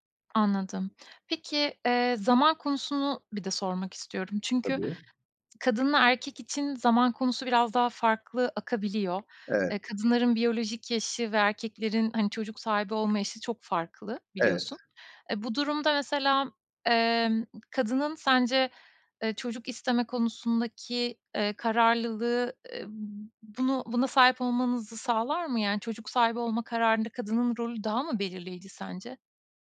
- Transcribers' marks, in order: none
- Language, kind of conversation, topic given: Turkish, podcast, Çocuk sahibi olmaya hazır olup olmadığını nasıl anlarsın?